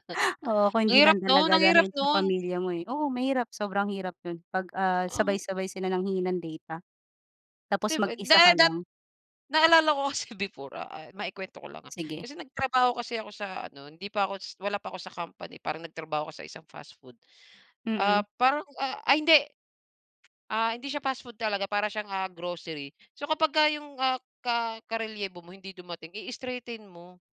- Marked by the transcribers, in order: laughing while speaking: "Naalala ko kasi before"; tapping
- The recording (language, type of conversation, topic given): Filipino, unstructured, Paano mo hinaharap ang stress sa trabaho?